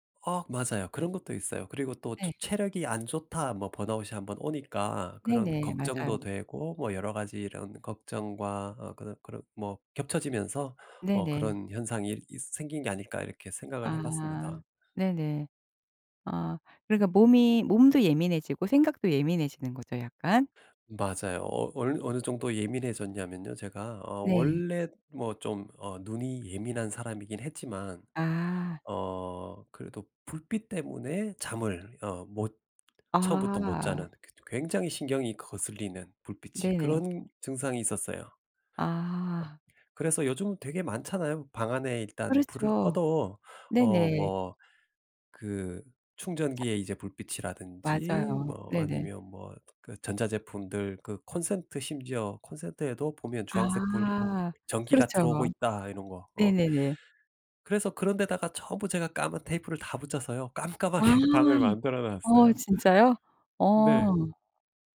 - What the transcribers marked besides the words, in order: tapping; other background noise; laughing while speaking: "깜깜하게"
- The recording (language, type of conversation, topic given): Korean, podcast, 수면 리듬을 회복하려면 어떻게 해야 하나요?